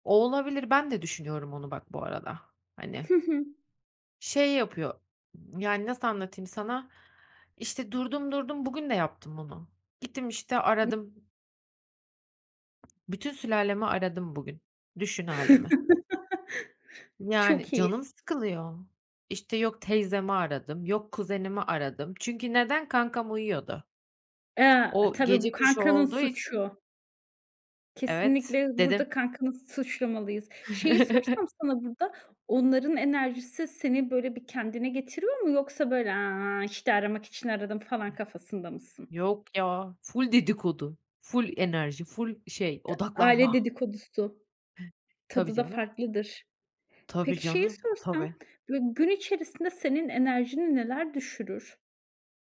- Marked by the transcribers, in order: other background noise; unintelligible speech; tapping; chuckle; chuckle; stressed: "odaklanma"
- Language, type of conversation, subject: Turkish, podcast, Gün içinde enerjini taze tutmak için neler yaparsın?